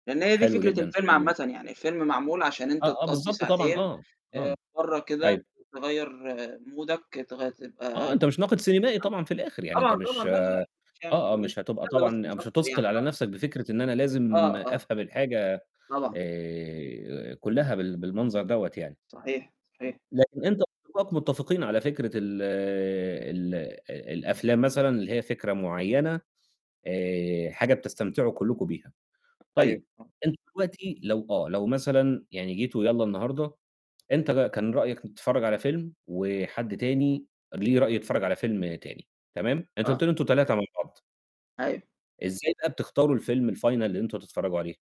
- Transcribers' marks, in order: in English: "مودك"; unintelligible speech; unintelligible speech; unintelligible speech; tapping; in English: "الfinal"
- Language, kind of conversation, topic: Arabic, podcast, إزاي بتختاروا فيلم لسهرة مع صحابكم؟